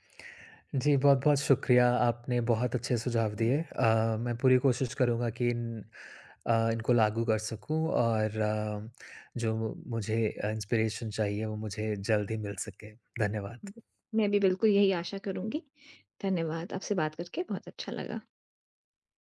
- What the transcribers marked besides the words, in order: tapping; in English: "इंस्पिरेशन"; other background noise
- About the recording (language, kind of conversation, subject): Hindi, advice, परिचित माहौल में निरंतर ऊब महसूस होने पर नए विचार कैसे लाएँ?
- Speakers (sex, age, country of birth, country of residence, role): female, 40-44, India, Netherlands, advisor; male, 30-34, India, India, user